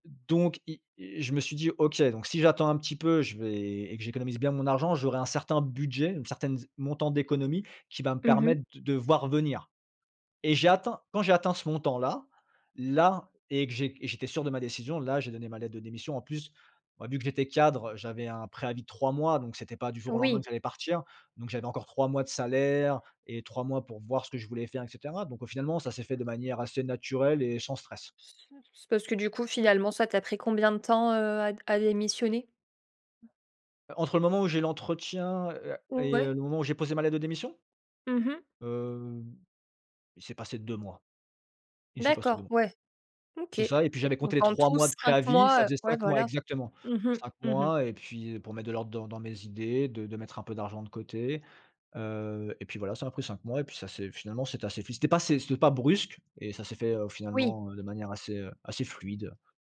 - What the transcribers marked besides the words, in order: stressed: "budget"; tapping; drawn out: "Heu"; other background noise
- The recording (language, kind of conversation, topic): French, podcast, Comment décides-tu de quitter ton emploi ?